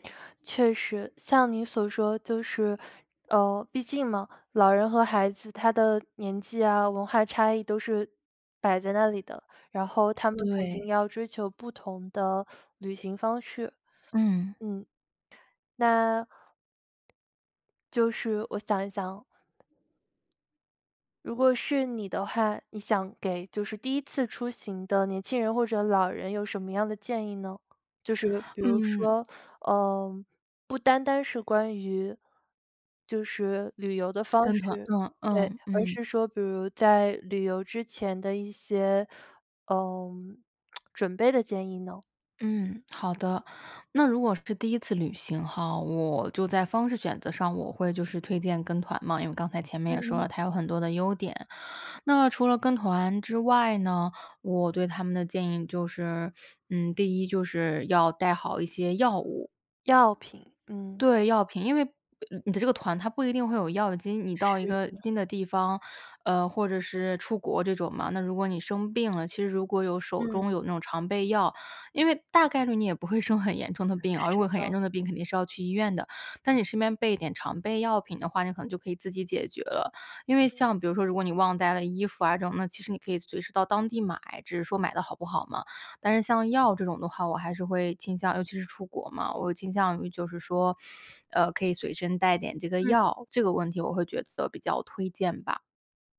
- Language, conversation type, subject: Chinese, podcast, 你更倾向于背包游还是跟团游，为什么？
- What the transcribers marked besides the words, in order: lip smack; laughing while speaking: "会生很严重的病啊"